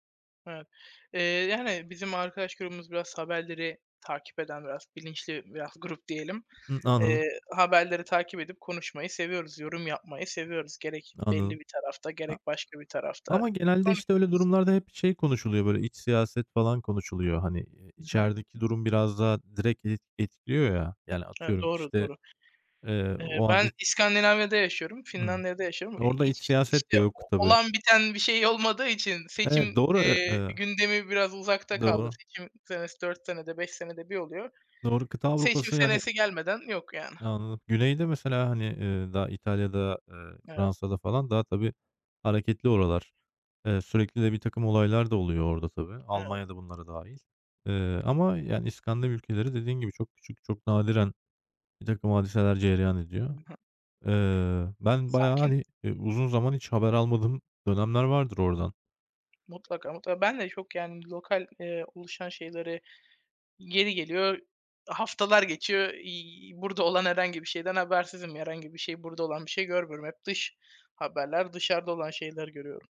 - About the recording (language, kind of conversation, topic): Turkish, unstructured, Son zamanlarda dünyada en çok konuşulan haber hangisiydi?
- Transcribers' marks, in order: tapping; other background noise